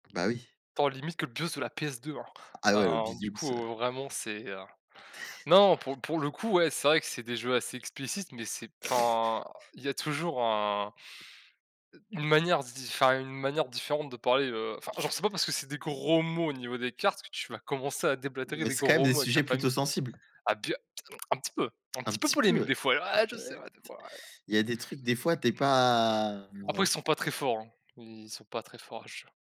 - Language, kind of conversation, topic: French, unstructured, Préférez-vous les soirées entre amis ou les moments en famille ?
- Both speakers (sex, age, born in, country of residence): male, 20-24, France, France; male, 20-24, France, France
- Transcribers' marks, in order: unintelligible speech; laugh; laugh; stressed: "gros mots"; tapping; tsk; unintelligible speech; other noise